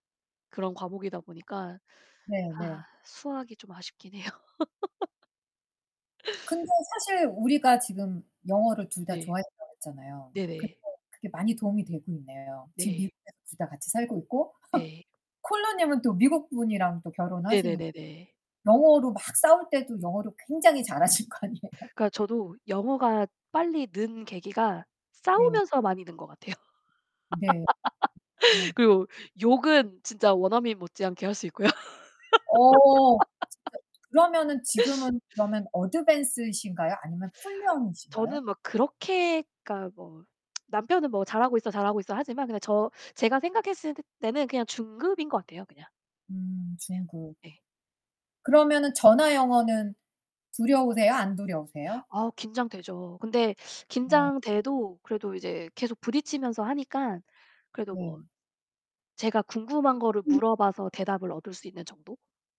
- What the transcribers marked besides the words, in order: laughing while speaking: "해요"; laugh; tapping; distorted speech; laugh; laughing while speaking: "아니에요"; laugh; other background noise; laughing while speaking: "있고요"; laugh; in English: "Advanced"; in English: "Fluent"
- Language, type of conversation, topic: Korean, unstructured, 학교에서 가장 좋아했던 과목은 무엇인가요?
- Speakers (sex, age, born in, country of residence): female, 35-39, South Korea, United States; female, 45-49, United States, United States